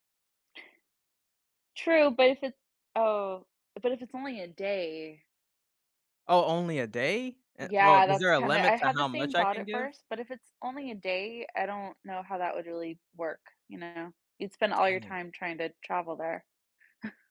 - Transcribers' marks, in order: scoff; chuckle
- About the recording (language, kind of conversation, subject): English, unstructured, How would your relationship with food change if you could have any meal you wanted at any time?
- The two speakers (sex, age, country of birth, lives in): female, 35-39, United States, United States; male, 25-29, United States, United States